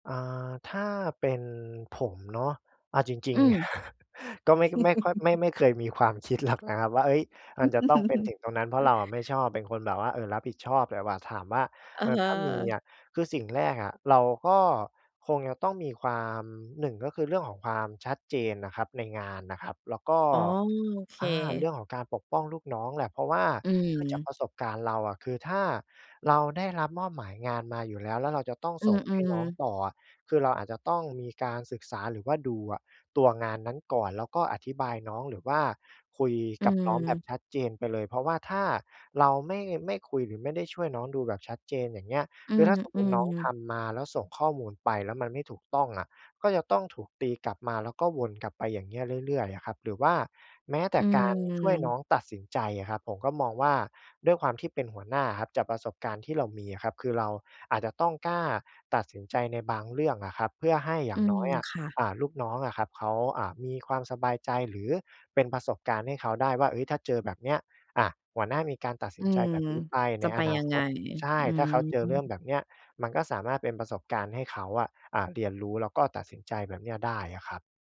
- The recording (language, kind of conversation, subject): Thai, podcast, หัวหน้าที่ดีในมุมมองของคุณควรมีลักษณะอย่างไร?
- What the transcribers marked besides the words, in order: chuckle; laughing while speaking: "หรอก"; chuckle; other background noise; chuckle